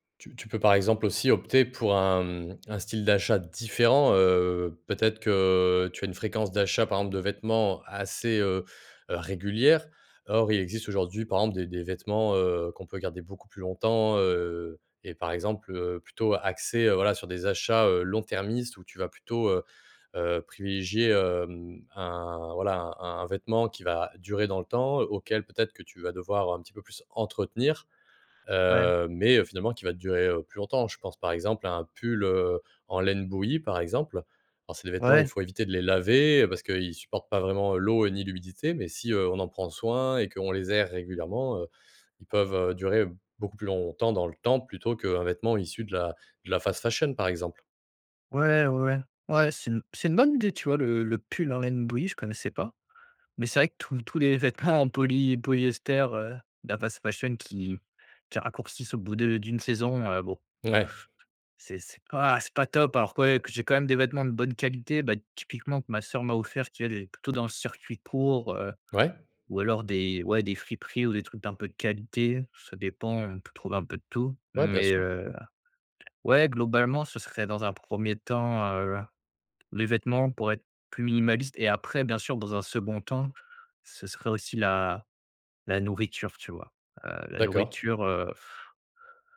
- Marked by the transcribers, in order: drawn out: "que"; other background noise; stressed: "entretenir"; stressed: "laver"; tapping; blowing
- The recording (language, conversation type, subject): French, advice, Comment adopter le minimalisme sans avoir peur de manquer ?